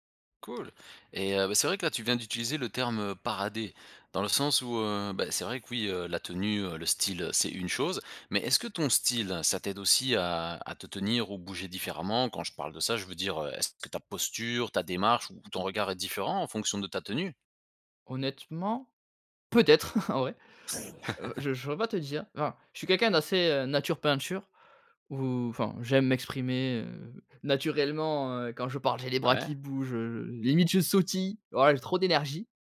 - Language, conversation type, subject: French, podcast, Quel rôle la confiance joue-t-elle dans ton style personnel ?
- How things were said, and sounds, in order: chuckle; other background noise; chuckle